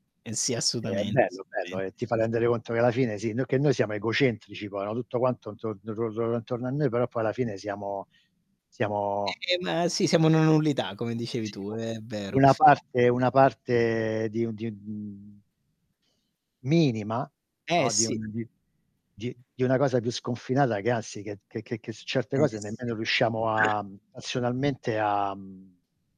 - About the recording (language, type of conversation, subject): Italian, unstructured, Quali paesaggi naturali ti hanno ispirato a riflettere sul senso della tua esistenza?
- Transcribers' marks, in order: static; distorted speech; unintelligible speech; unintelligible speech; other noise; drawn out: "parte"; throat clearing